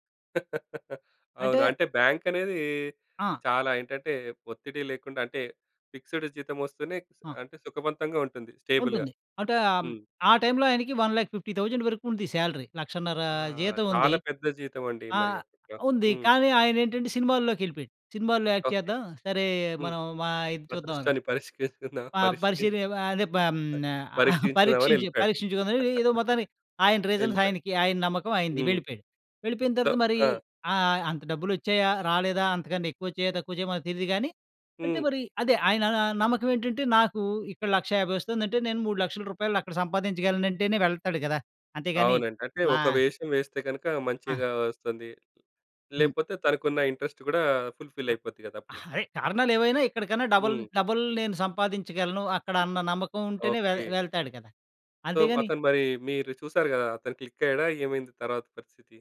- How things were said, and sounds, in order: chuckle; in English: "ఫిక్సెడ్"; in English: "స్టేబుల్‌గా"; in English: "టైం‌లో"; in English: "వన్ లాఖ్ ఫిఫ్టీ థౌసండ్"; in English: "శాలరీ"; in English: "యాక్ట్"; laughing while speaking: "పరీక్షించుకుందామా పరీక్షించు"; chuckle; in English: "రీజన్స్"; laugh; tapping; in English: "ఇంట్రెస్ట్"; in English: "ఫుల్‌ఫిల్"; in English: "డబల్ డబల్"; in English: "సో"; in English: "క్లిక్"
- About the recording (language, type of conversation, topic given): Telugu, podcast, అనుభవం లేకుండా కొత్త రంగానికి మారేటప్పుడు మొదట ఏవేవి అడుగులు వేయాలి?